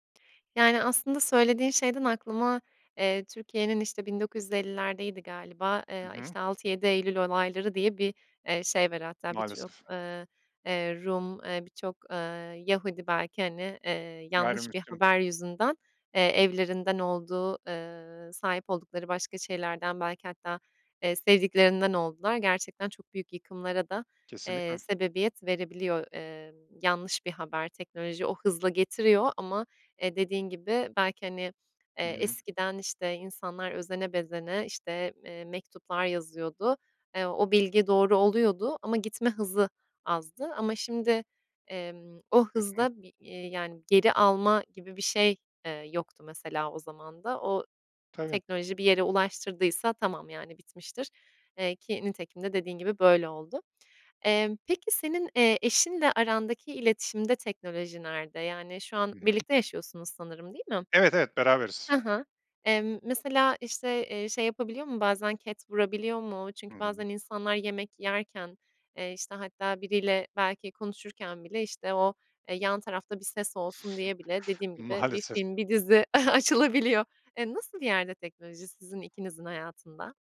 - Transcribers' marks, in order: other background noise; chuckle; laughing while speaking: "açılabiliyor"
- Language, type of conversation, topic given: Turkish, podcast, Teknoloji aile içi iletişimi sizce nasıl değiştirdi?